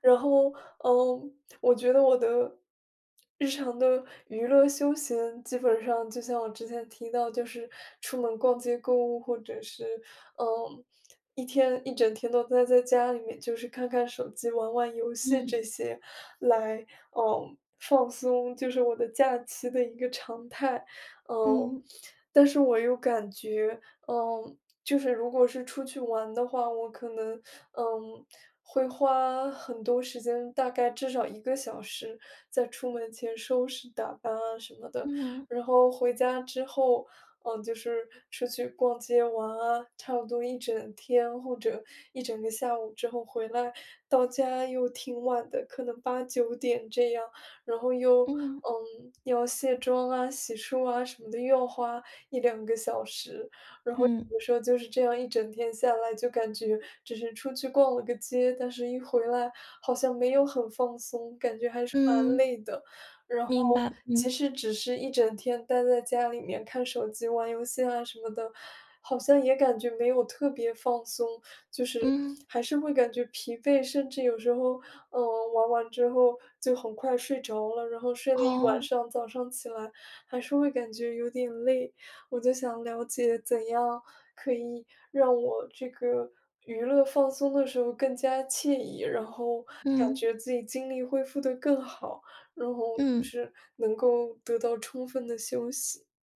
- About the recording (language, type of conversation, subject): Chinese, advice, 怎样才能在娱乐和休息之间取得平衡？
- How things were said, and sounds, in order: sniff; sniff